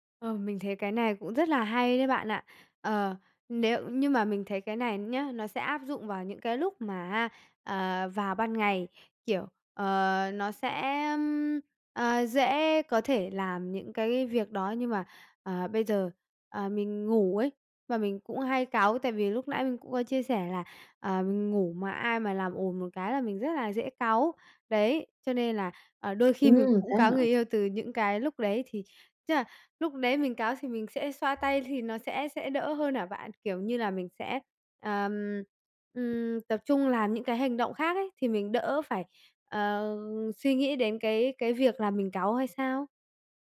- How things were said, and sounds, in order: tapping
- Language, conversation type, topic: Vietnamese, advice, Làm sao xử lý khi bạn cảm thấy bực mình nhưng không muốn phản kháng ngay lúc đó?